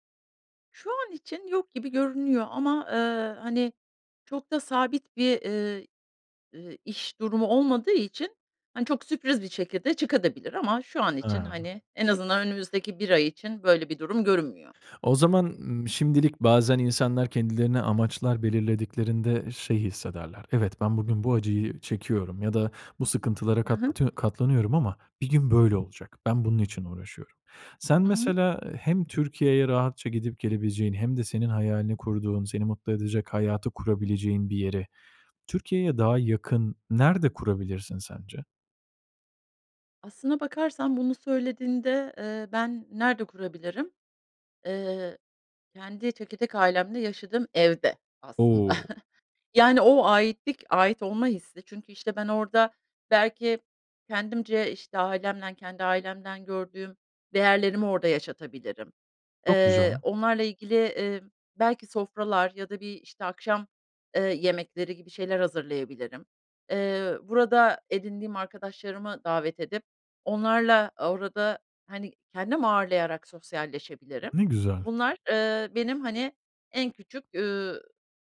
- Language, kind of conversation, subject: Turkish, advice, Yeni bir şehre taşınmaya karar verirken nelere dikkat etmeliyim?
- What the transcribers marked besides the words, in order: chuckle